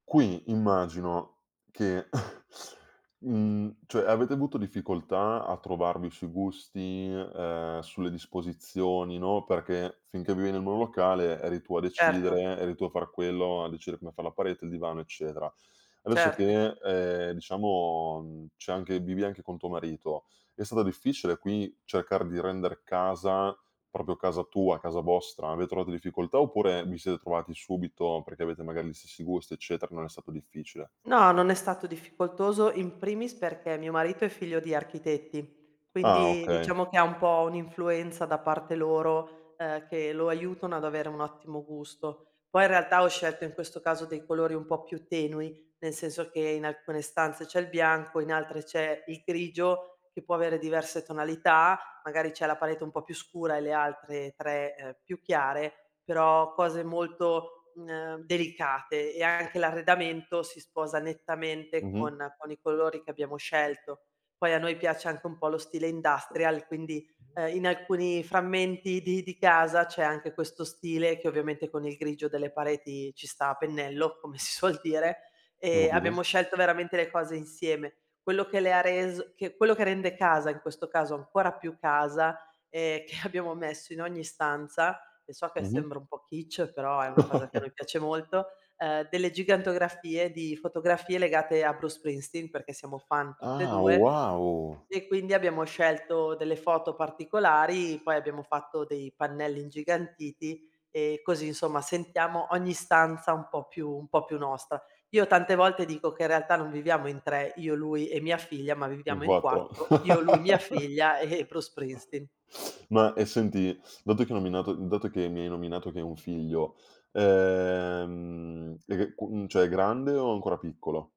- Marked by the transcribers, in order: cough; background speech; "proprio" said as "propio"; in Latin: "in primis"; in English: "industrial"; other background noise; unintelligible speech; in German: "Kitsch"; chuckle; chuckle; other noise; sniff; drawn out: "ehm"
- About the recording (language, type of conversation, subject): Italian, podcast, Che cosa rende la tua casa davvero casa per te?